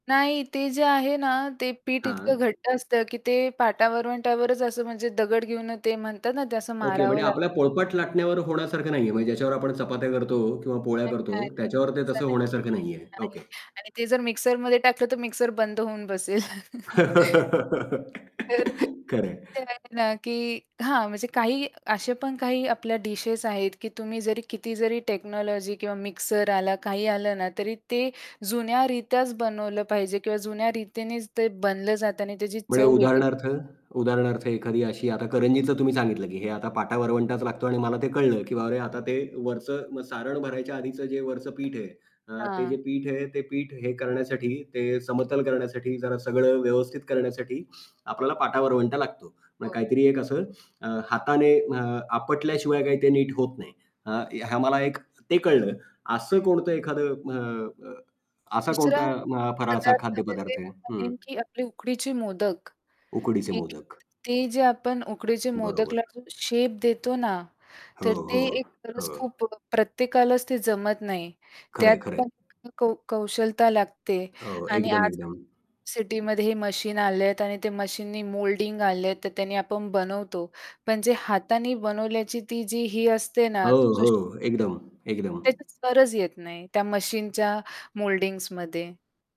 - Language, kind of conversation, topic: Marathi, podcast, तुम्ही गावातल्या एखाद्या उत्सवात सहभागी झाल्याची गोष्ट सांगाल का?
- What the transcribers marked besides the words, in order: static; distorted speech; horn; other background noise; laugh; chuckle; in English: "टेक्नॉलॉजी"; tapping; unintelligible speech; unintelligible speech